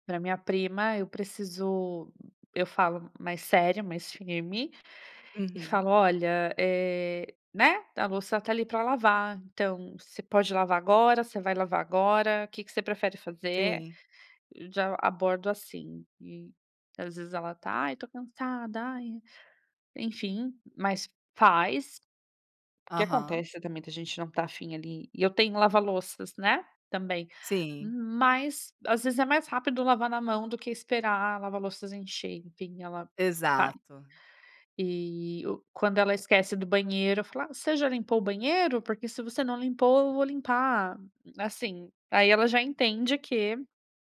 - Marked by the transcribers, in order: tapping
- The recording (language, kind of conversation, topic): Portuguese, podcast, Como dividir as tarefas domésticas com a família ou colegas?